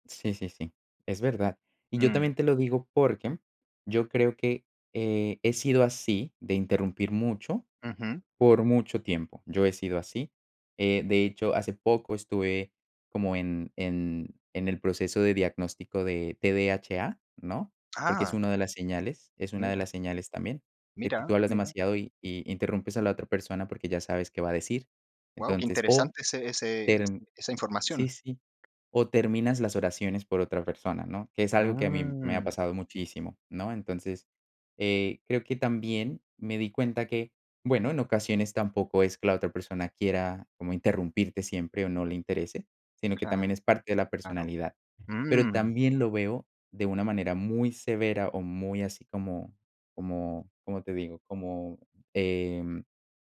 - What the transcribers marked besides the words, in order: other background noise; drawn out: "Mm"
- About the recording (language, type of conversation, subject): Spanish, podcast, ¿Por qué interrumpimos tanto cuando hablamos?
- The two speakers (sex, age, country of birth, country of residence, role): male, 30-34, Colombia, Netherlands, guest; male, 35-39, Dominican Republic, Germany, host